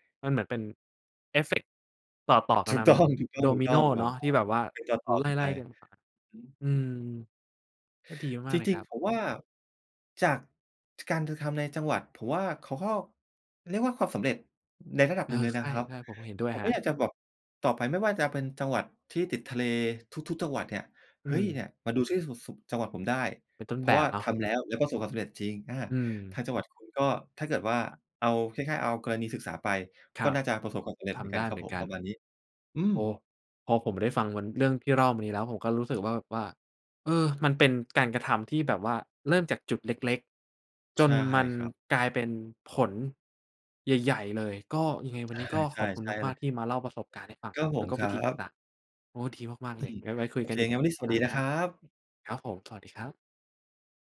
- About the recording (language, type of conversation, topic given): Thai, podcast, ถ้าพูดถึงการอนุรักษ์ทะเล เราควรเริ่มจากอะไร?
- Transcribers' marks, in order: laughing while speaking: "ถูกต้อง ๆ ๆ"; other noise; chuckle; unintelligible speech